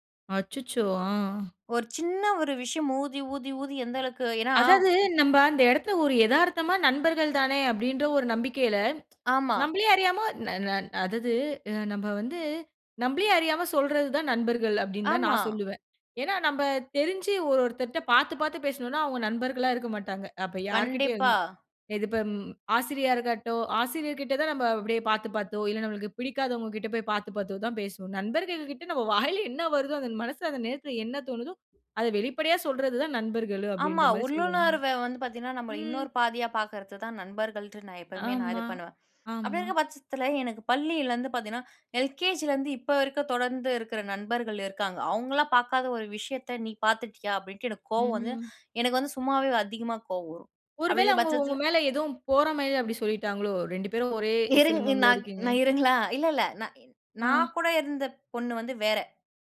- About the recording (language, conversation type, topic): Tamil, podcast, ஒரு நட்பில் ஏற்பட்ட பிரச்சனையை நீங்கள் எவ்வாறு கையாள்ந்தீர்கள்?
- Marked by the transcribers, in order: other background noise; tsk; other noise; "பொறாமைல" said as "போறாமைல"